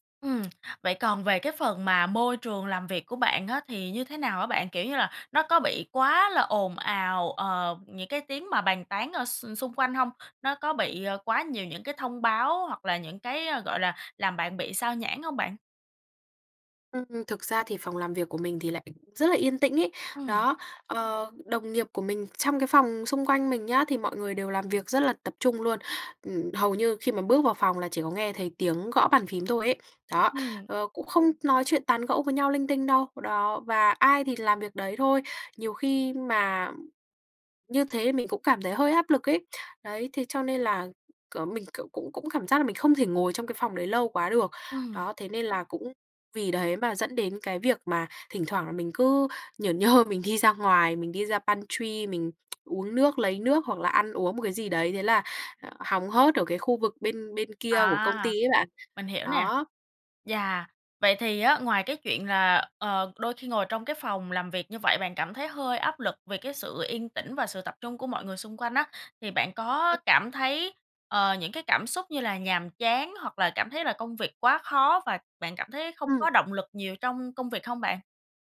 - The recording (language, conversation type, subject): Vietnamese, advice, Làm thế nào để tôi có thể tập trung làm việc lâu hơn?
- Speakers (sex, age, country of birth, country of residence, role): female, 20-24, Vietnam, Vietnam, user; female, 25-29, Vietnam, Vietnam, advisor
- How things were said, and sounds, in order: other background noise; tapping; laughing while speaking: "nhơ"; in English: "pantry"; tsk